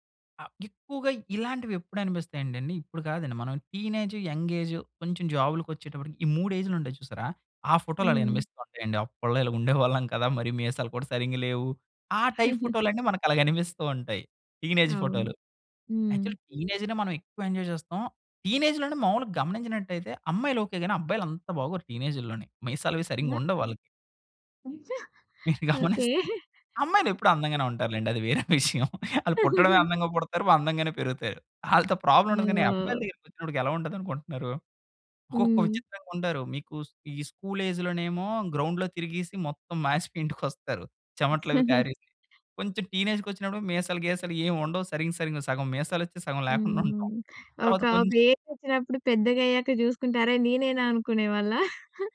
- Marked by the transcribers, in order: in English: "టీనేజ్"; in English: "జాబ్‌లకొచ్చేటప్పటికి"; in English: "ఏజ్‌లుంటాయి"; in English: "టైప్"; chuckle; in English: "టీనేజ్"; in English: "యాక్చువల్లీ టీనేజ్‌నే"; in English: "ఎంజోయ్"; in English: "టీనేజ్‌లోనే"; laughing while speaking: "మీరు గమనిస్తే"; chuckle; laughing while speaking: "అది వేరే విషయం"; chuckle; "అందంగానే" said as "వందంగానే"; in English: "ప్రాబ్లమ్"; in English: "ఏజ్‌లోనేమో, గ్రౌండ్‍లో"; chuckle; in English: "టీనేజ్‌కొచ్చినప్పుడేమో"; chuckle
- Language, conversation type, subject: Telugu, podcast, ఫోటోలు పంచుకునేటప్పుడు మీ నిర్ణయం ఎలా తీసుకుంటారు?